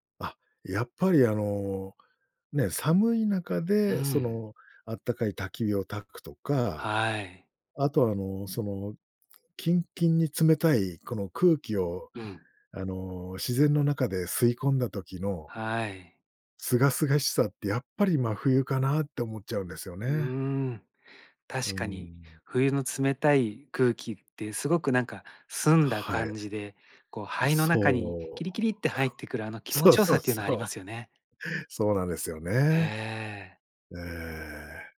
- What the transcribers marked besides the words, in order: chuckle; laughing while speaking: "そう そう そう"
- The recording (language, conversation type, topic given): Japanese, podcast, 没頭できる新しい趣味は、どうやって見つければいいですか？